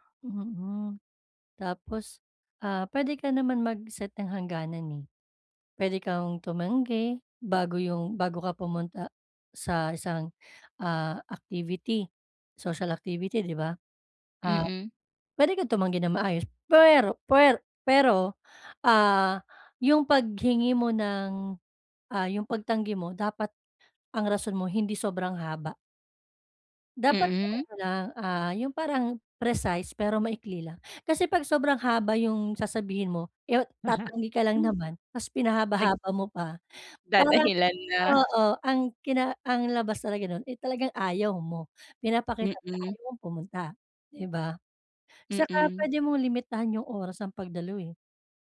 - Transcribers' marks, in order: tapping; chuckle; other background noise
- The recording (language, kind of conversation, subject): Filipino, advice, Bakit ako laging pagod o nabibigatan sa mga pakikisalamuha sa ibang tao?